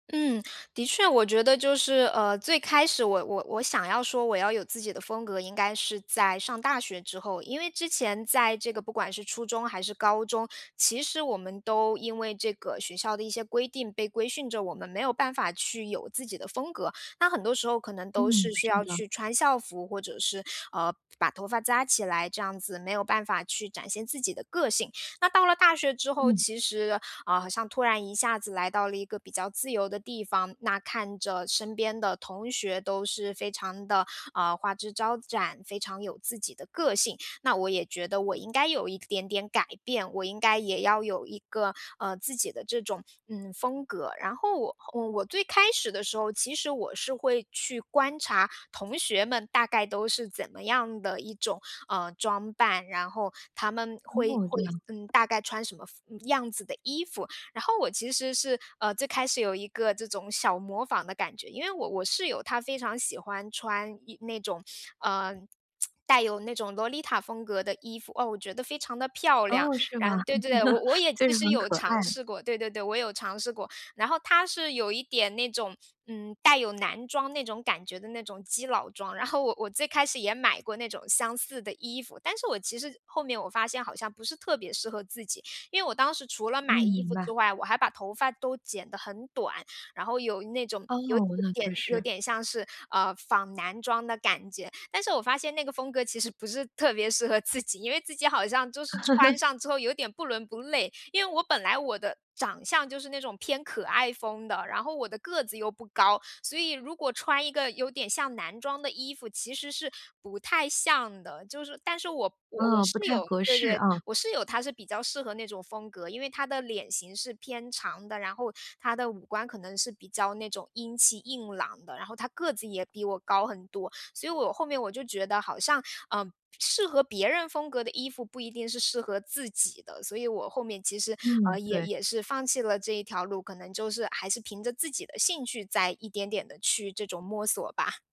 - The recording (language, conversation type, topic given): Chinese, podcast, 你是如何找到适合自己的风格的？
- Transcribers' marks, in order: tsk; chuckle; laughing while speaking: "适合自己"